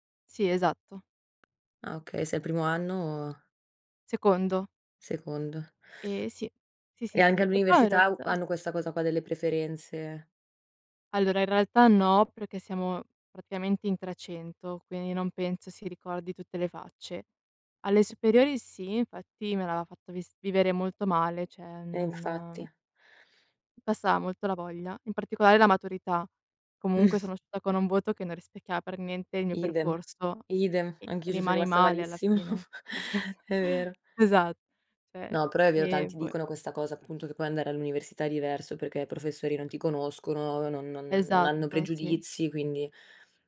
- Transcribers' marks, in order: tapping; "anche" said as "anghe"; "cioè" said as "ceh"; chuckle; laughing while speaking: "malissimo"; chuckle; laughing while speaking: "Esa"
- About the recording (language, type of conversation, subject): Italian, unstructured, È giusto giudicare un ragazzo solo in base ai voti?